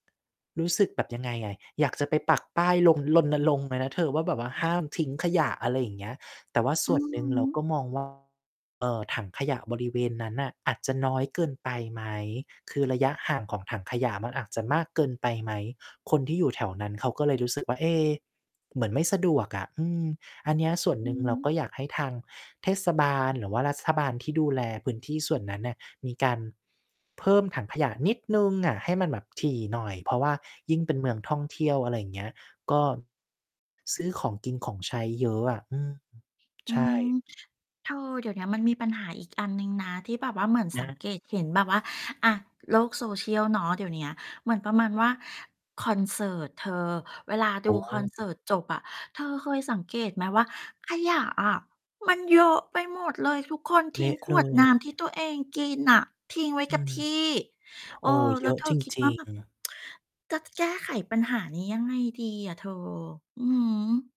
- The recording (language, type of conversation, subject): Thai, podcast, เมื่อคุณเห็นคนทิ้งขยะไม่เป็นที่ คุณมักจะทำอย่างไร?
- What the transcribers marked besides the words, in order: distorted speech; static; stressed: "นิด"; tapping; other background noise; tsk